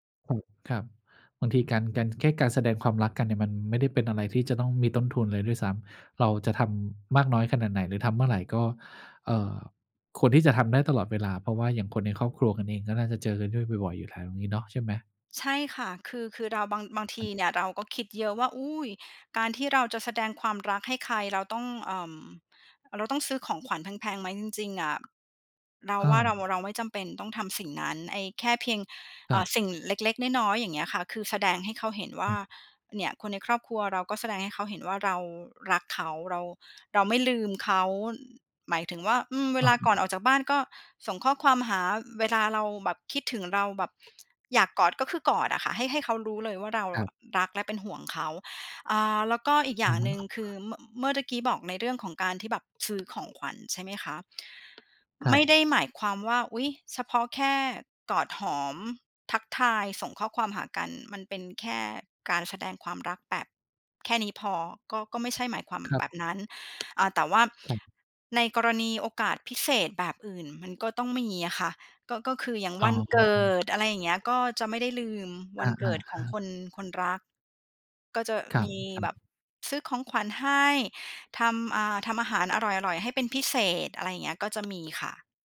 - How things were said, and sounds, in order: tapping; other background noise
- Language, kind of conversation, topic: Thai, podcast, คุณกับคนในบ้านมักแสดงความรักกันแบบไหน?
- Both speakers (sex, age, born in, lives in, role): female, 40-44, Thailand, Greece, guest; male, 50-54, Thailand, Thailand, host